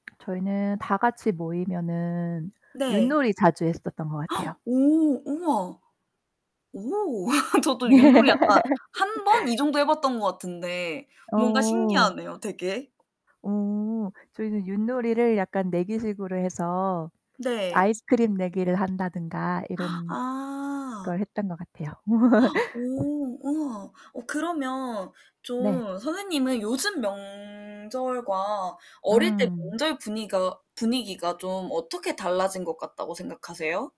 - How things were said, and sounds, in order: gasp; laughing while speaking: "저도"; laugh; gasp; gasp; laugh; other background noise; distorted speech
- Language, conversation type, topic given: Korean, unstructured, 어릴 때 가장 기억에 남는 명절은 무엇인가요?